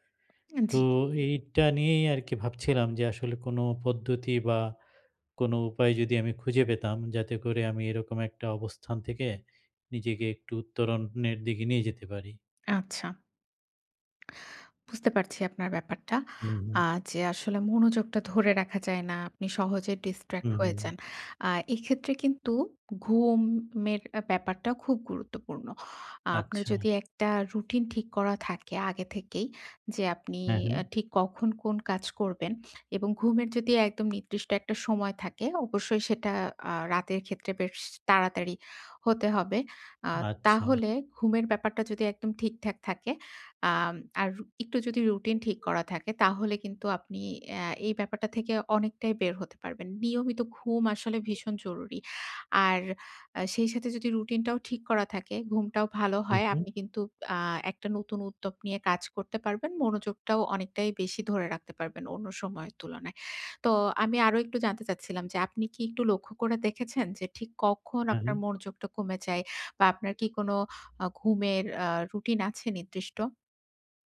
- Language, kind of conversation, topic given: Bengali, advice, মানসিক স্পষ্টতা ও মনোযোগ কীভাবে ফিরে পাব?
- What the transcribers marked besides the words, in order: other background noise; in English: "distract"; tapping